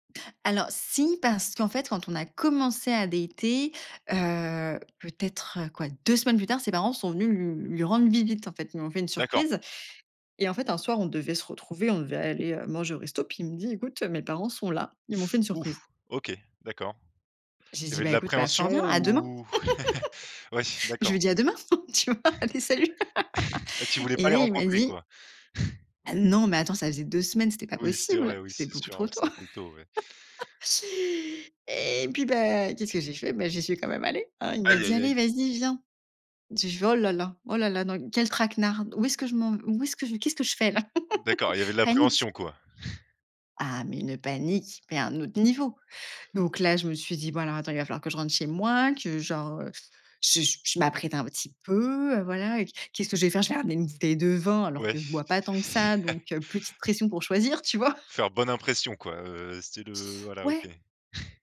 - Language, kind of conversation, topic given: French, podcast, Comment présenter un nouveau partenaire à ta famille ?
- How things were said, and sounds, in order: stressed: "commencé"; other background noise; chuckle; giggle; chuckle; laughing while speaking: "tu vois ?"; laugh; chuckle; laugh; giggle; chuckle; chuckle; laughing while speaking: "vois ?"; chuckle